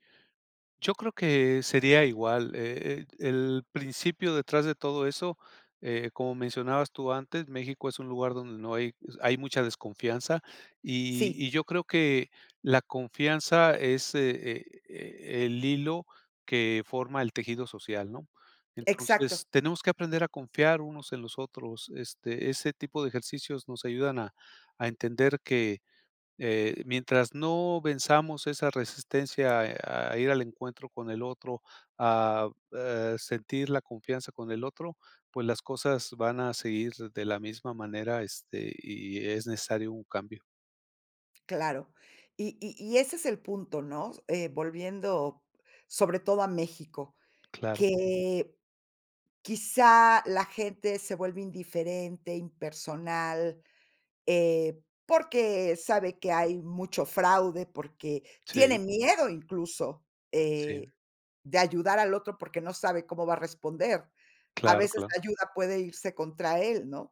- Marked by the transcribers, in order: tapping
- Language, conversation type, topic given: Spanish, podcast, ¿Cómo fue que un favor pequeño tuvo consecuencias enormes para ti?